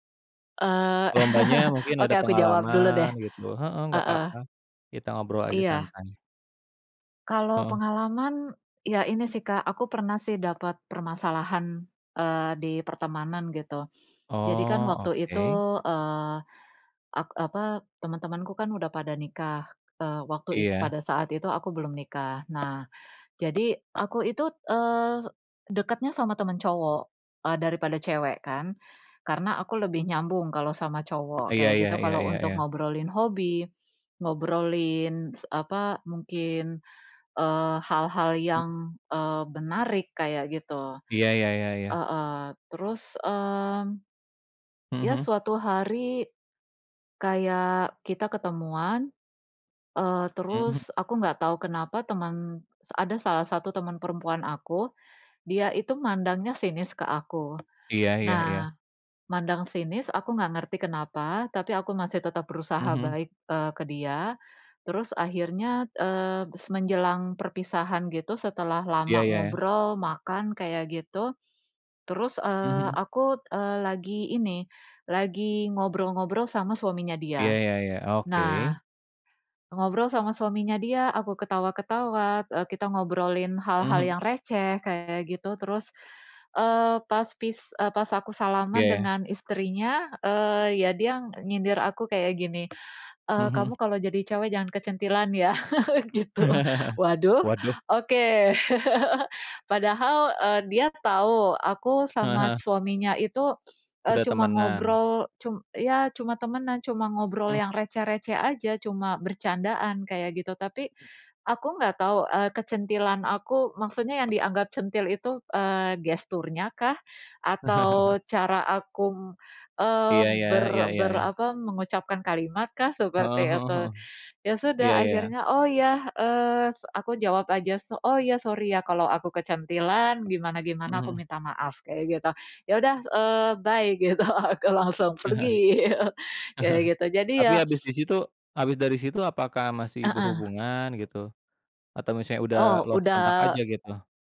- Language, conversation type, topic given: Indonesian, unstructured, Apa yang membuat persahabatan bisa bertahan lama?
- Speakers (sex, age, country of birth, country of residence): female, 40-44, Indonesia, Indonesia; male, 35-39, Indonesia, Indonesia
- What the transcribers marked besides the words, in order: laugh; tapping; other background noise; laugh; laughing while speaking: "gitu"; laugh; chuckle; chuckle; in English: "bye!"; laughing while speaking: "gitu, aku langsung pergi"; chuckle; in English: "lost contact"